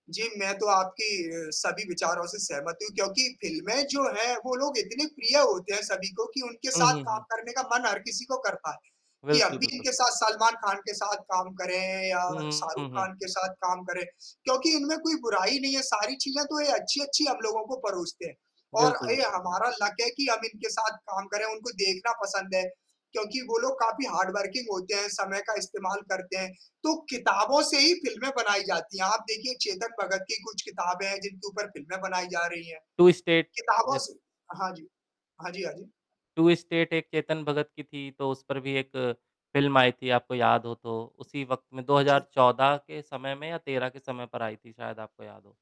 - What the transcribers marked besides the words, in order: static; distorted speech; in English: "लक"; in English: "हार्ड वर्किंग"
- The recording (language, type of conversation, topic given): Hindi, unstructured, किताबें पढ़ने और फिल्में देखने में आपको किसमें अधिक मज़ा आता है?